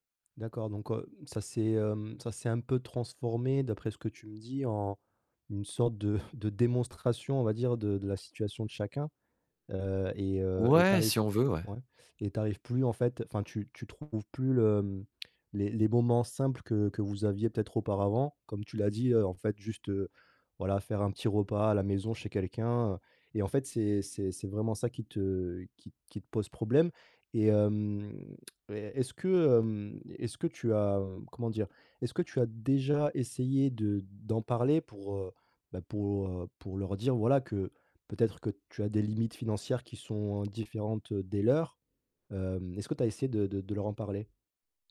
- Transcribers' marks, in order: laughing while speaking: "de"
- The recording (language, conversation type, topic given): French, advice, Comment gérer la pression sociale pour dépenser lors d’événements et de sorties ?